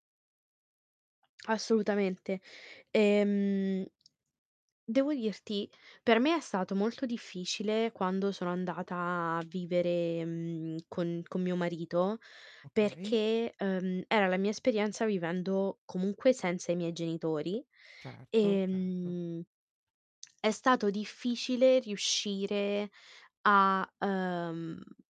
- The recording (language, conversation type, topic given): Italian, unstructured, Come gestisci il tuo budget ogni mese?
- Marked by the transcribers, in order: tapping; other background noise